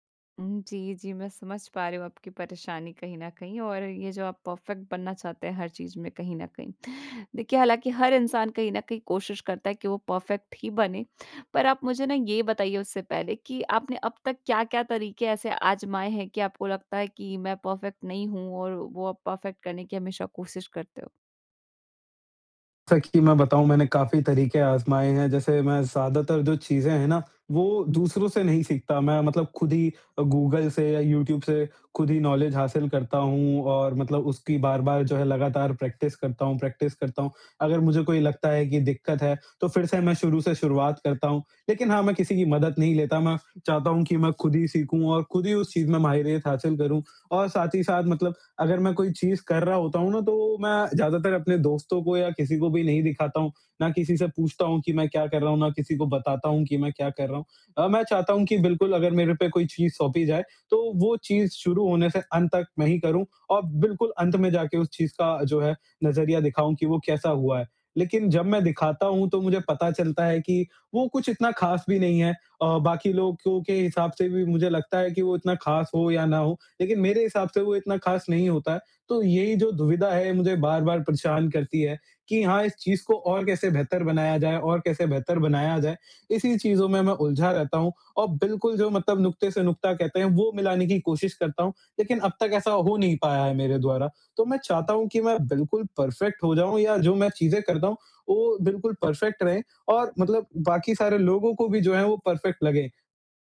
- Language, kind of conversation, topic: Hindi, advice, छोटी-छोटी बातों में पूर्णता की चाह और लगातार घबराहट
- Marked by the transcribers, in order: in English: "परफ़ेक्ट"; other background noise; in English: "परफ़ेक्ट"; in English: "परफ़ेक्ट"; in English: "परफ़ेक्ट"; in English: "नॉलेज"; in English: "प्रैक्टिस"; in English: "प्रैक्टिस"; tapping; in English: "परफ़ेक्ट"; in English: "परफ़ेक्ट"; in English: "परफ़ेक्ट"